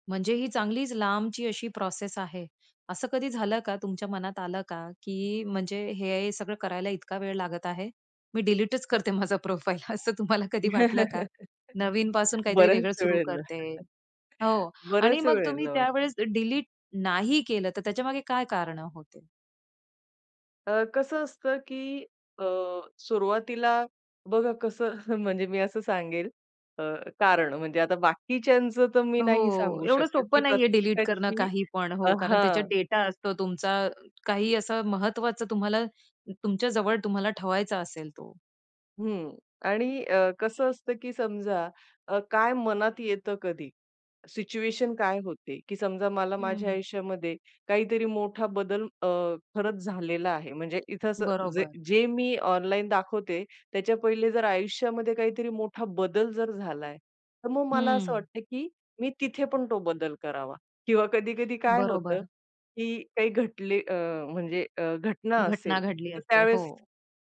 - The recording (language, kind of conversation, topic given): Marathi, podcast, तुम्हाला ऑनलाइन साचलेली ओळख बदलायची असेल तर तुम्ही सुरुवात कुठून कराल?
- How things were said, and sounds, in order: laughing while speaking: "डिलीटच करते माझा प्रोफाइल असं तुम्हाला कधी वाटलं का?"; in English: "प्रोफाइल"; chuckle; laughing while speaking: "बऱ्याच वेळेला"; tapping; chuckle; other noise; other background noise